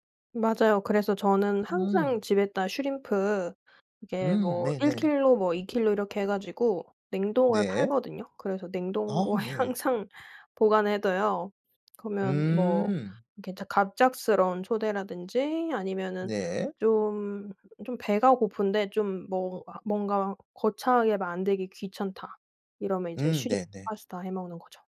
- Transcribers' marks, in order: other background noise
- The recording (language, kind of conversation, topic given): Korean, podcast, 갑작스러운 손님을 초대했을 때 어떤 메뉴가 가장 좋을까요?